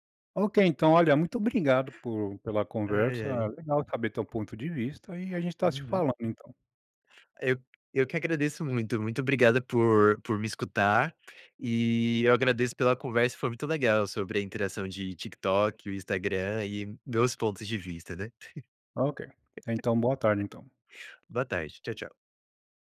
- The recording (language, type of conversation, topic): Portuguese, podcast, Que truques digitais você usa para evitar procrastinar?
- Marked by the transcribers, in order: other noise